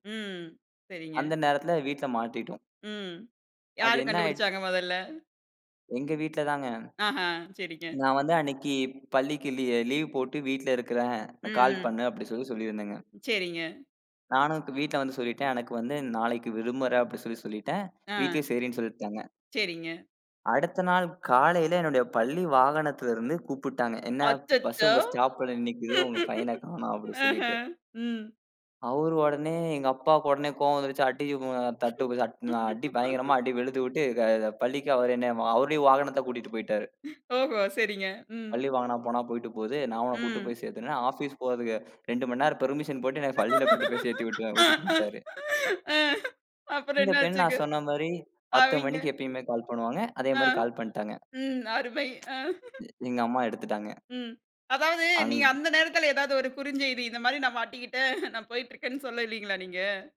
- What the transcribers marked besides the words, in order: chuckle; other background noise; tapping; laughing while speaking: "அச்சச்சோ! ம்ஹ்ம், ம்"; laugh; other noise; laughing while speaking: "ஓஹோ! சரிங்க. ம்"; in English: "பெர்மிஷன்"; laughing while speaking: "பள்ளியில கொண்டு போய்ச் சேர்த்துவிட்டு விட்டுட்டு வன்ட்டாரு"; laughing while speaking: "அ அப்புறம் என்ன ஆச்சுங்க? அவெய்ங்க"; other street noise; laughing while speaking: "அ. ம். அருமை, ஆ"; laughing while speaking: "ஏதாவது ஒரு குறுஞ்செய்தி இந்த மாதிரி நான் மாட்டிக்கிட்டேன். நான் போயிட்டு இருக்கேன்னு சொல்லல்லையா நீங்க?"
- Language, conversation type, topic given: Tamil, podcast, உங்கள் குடும்பத்தில் நீங்கள் உண்மையை நேரடியாகச் சொன்ன ஒரு அனுபவத்தைப் பகிர முடியுமா?